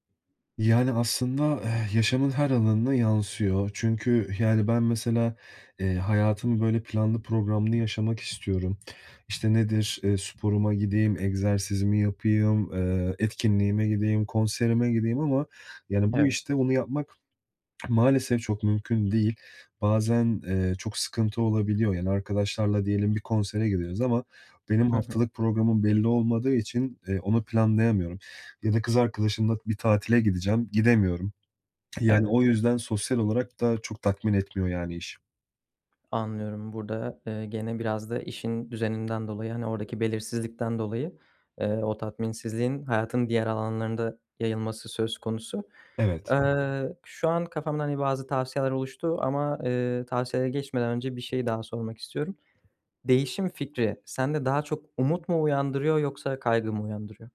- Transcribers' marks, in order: other background noise; tapping
- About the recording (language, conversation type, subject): Turkish, advice, Kariyerimde tatmin bulamıyorsam tutku ve amacımı nasıl keşfedebilirim?